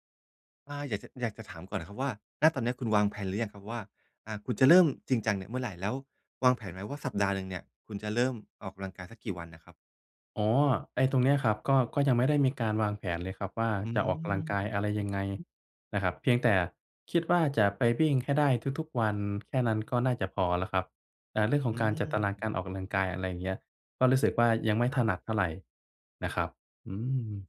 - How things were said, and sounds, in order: unintelligible speech
- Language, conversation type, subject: Thai, advice, ฉันจะวัดความคืบหน้าเล็กๆ ในแต่ละวันได้อย่างไร?